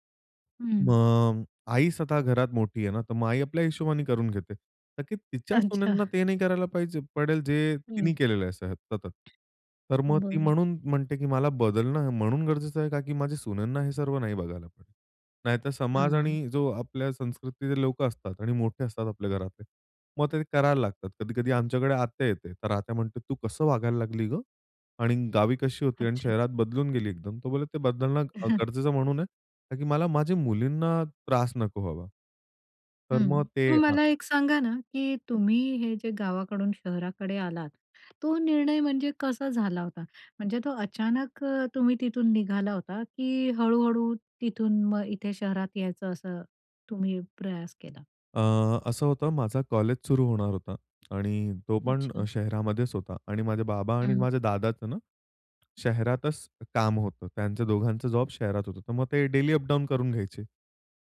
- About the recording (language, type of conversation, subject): Marathi, podcast, परदेशात किंवा शहरात स्थलांतर केल्याने तुमच्या कुटुंबात कोणते बदल झाले?
- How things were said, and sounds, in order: joyful: "अच्छा"; unintelligible speech; other background noise; chuckle; in Hindi: "प्रयास"; in English: "कॉलेज"; in English: "जॉब"; in English: "डेली अप डाउन"